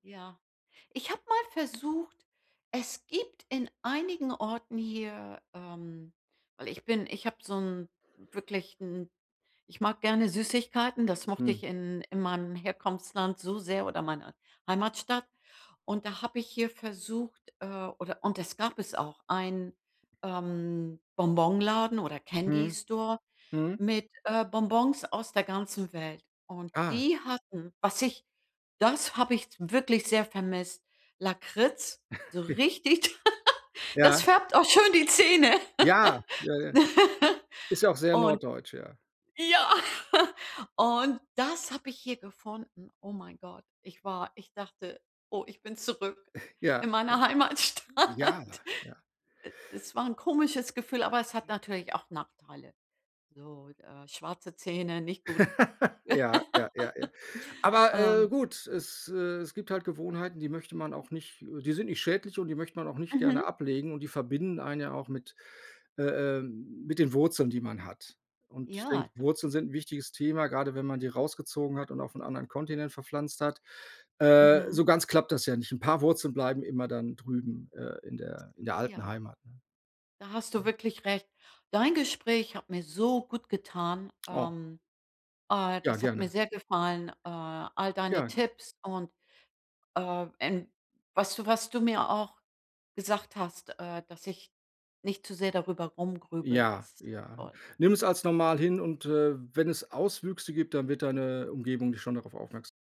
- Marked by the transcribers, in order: in English: "Candy Store"; chuckle; laugh; laughing while speaking: "schon die Zähne"; laugh; laughing while speaking: "ja"; laughing while speaking: "Heimatstadt"; laugh; laugh
- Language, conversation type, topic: German, advice, Wie kann ich besser mit Heimweh und Nostalgie umgehen?